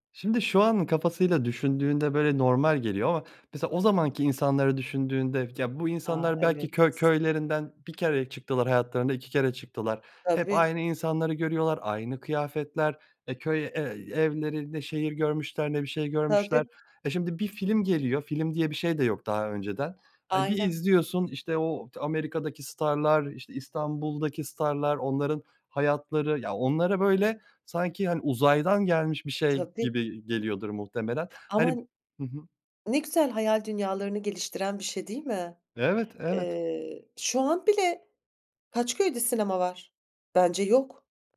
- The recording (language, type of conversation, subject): Turkish, podcast, Sence bazı filmler neden yıllar geçse de unutulmaz?
- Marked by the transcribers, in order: other background noise